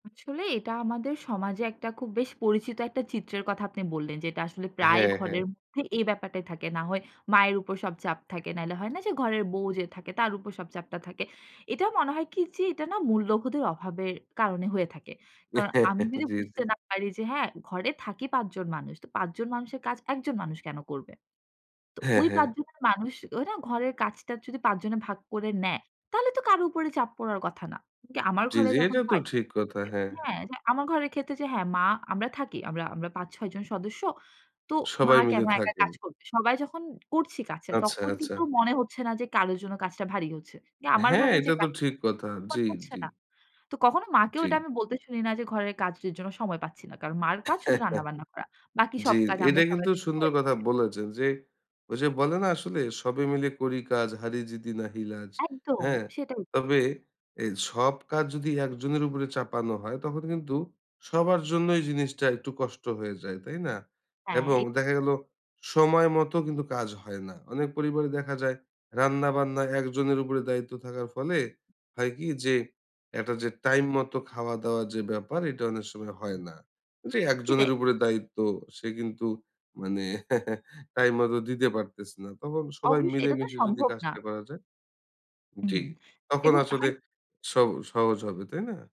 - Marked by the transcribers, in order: chuckle; laughing while speaking: "জি, জি"; unintelligible speech; chuckle; chuckle
- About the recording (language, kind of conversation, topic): Bengali, podcast, বাড়িতে কাজ ভাগ করে দেওয়ার সময় তুমি কীভাবে পরিকল্পনা ও সমন্বয় করো?